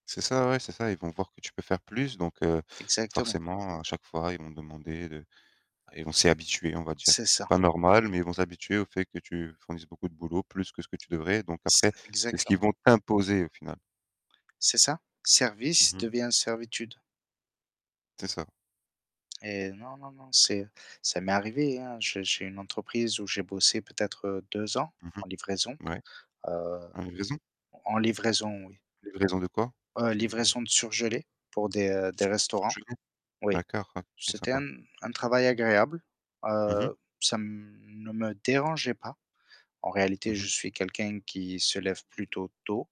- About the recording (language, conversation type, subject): French, unstructured, Quel est, selon toi, le plus grand problème dans le monde du travail aujourd’hui ?
- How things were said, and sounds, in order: stressed: "t'imposer"; distorted speech